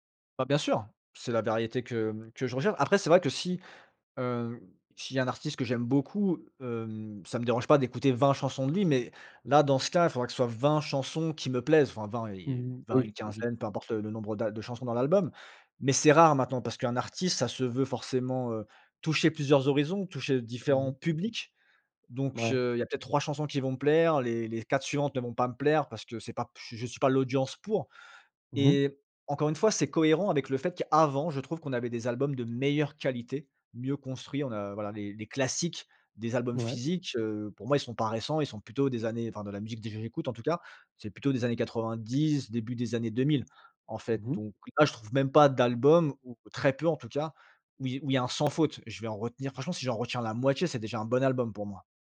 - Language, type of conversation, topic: French, podcast, Pourquoi préfères-tu écouter un album plutôt qu’une playlist, ou l’inverse ?
- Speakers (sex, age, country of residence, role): male, 35-39, France, guest; male, 40-44, France, host
- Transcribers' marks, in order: stressed: "qu'avant"; stressed: "meilleure"; tapping